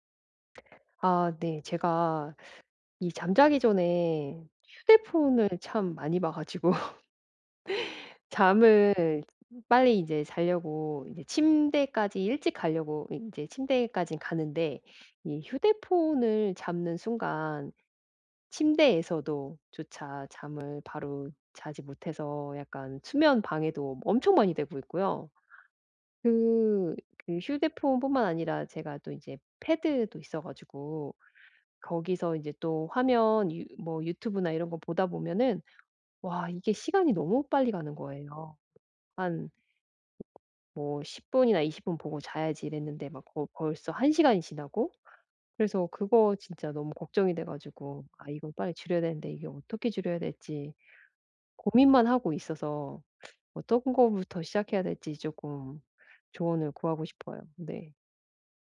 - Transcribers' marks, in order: laughing while speaking: "가지고"; other background noise; tapping
- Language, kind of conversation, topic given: Korean, advice, 잠자기 전에 스크린 사용을 줄이려면 어떻게 시작하면 좋을까요?